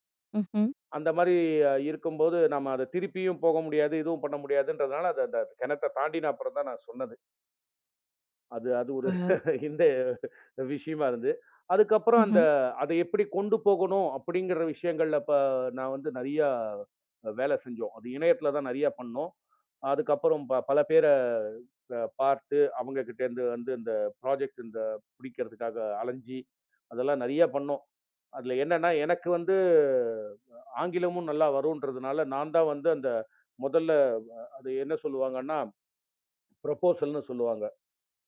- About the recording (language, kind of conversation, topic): Tamil, podcast, ஒரு யோசனை தோன்றியவுடன் அதை பிடித்து வைத்துக்கொள்ள நீங்கள் என்ன செய்கிறீர்கள்?
- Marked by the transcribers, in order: drawn out: "மாரி"; laughing while speaking: "அது ஒரு இந்த விஷயமா இருந்தது"; in English: "ப்ராஜக்ட்"; drawn out: "வந்து"; in English: "ப்ரோபோசல்ன்னு"